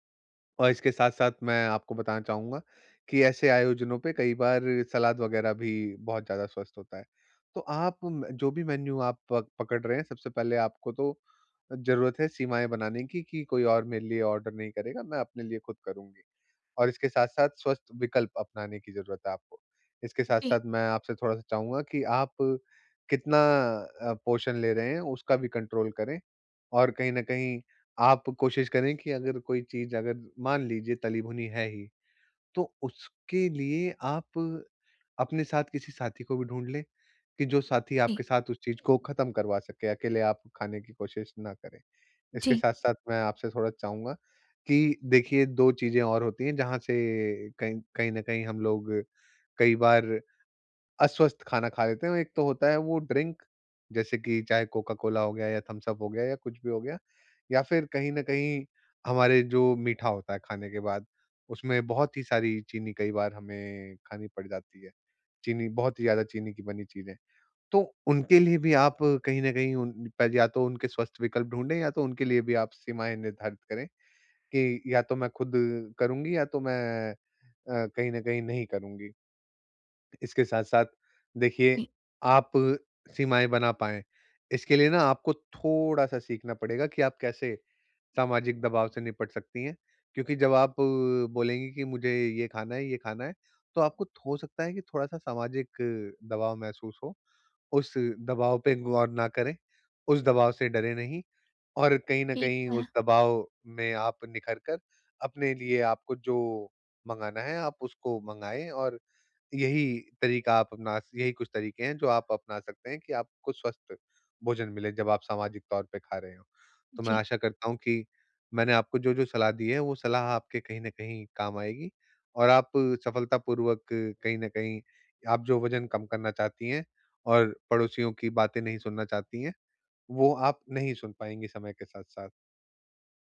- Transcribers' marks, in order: in English: "मेन्यू"; in English: "ऑर्डर"; in English: "कंट्रोल"; in English: "ड्रिंक"
- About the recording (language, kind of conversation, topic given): Hindi, advice, मैं सामाजिक आयोजनों में स्वस्थ और संतुलित भोजन विकल्प कैसे चुनूँ?